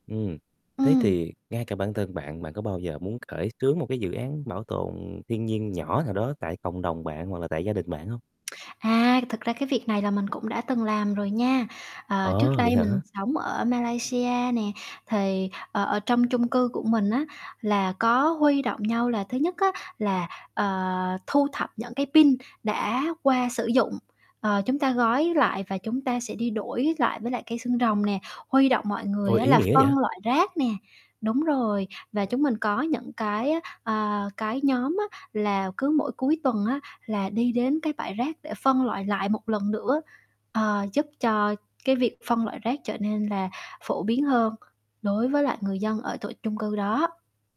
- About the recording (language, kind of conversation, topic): Vietnamese, podcast, Bạn nghĩ thế nào về vai trò của cộng đồng trong việc bảo tồn thiên nhiên?
- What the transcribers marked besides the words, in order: static; other background noise; tapping